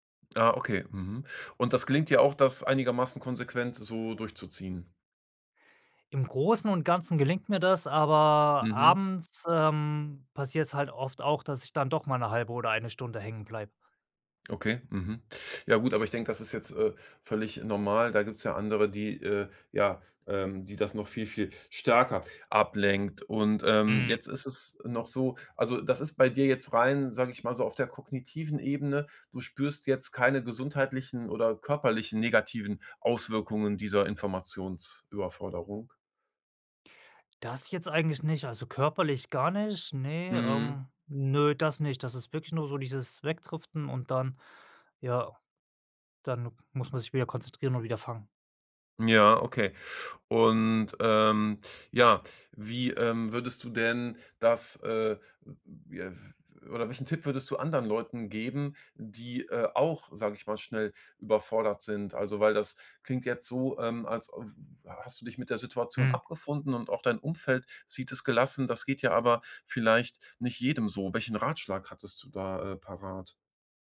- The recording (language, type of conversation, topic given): German, podcast, Woran merkst du, dass dich zu viele Informationen überfordern?
- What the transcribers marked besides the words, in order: other background noise; unintelligible speech